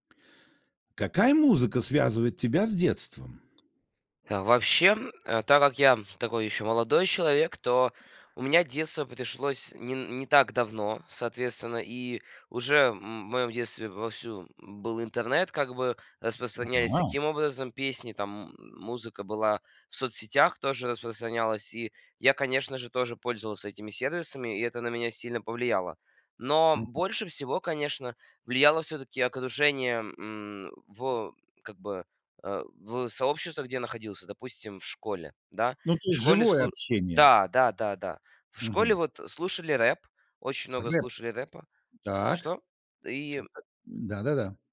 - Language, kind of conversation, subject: Russian, podcast, Какая музыка у вас ассоциируется с детством?
- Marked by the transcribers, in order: tapping; other background noise